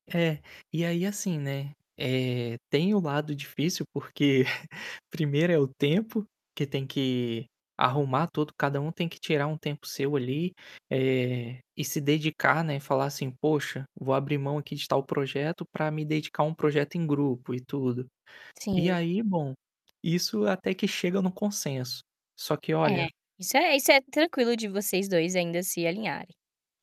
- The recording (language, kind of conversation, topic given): Portuguese, podcast, Como você costuma motivar seus colegas em projetos difíceis?
- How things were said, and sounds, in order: static; chuckle; tapping